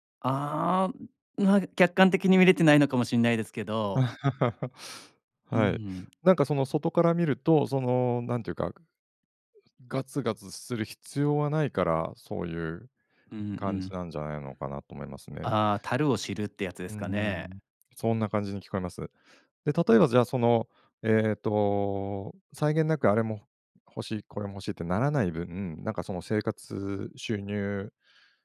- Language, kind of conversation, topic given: Japanese, advice, 必要なものと欲しいものの線引きに悩む
- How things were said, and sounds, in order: laugh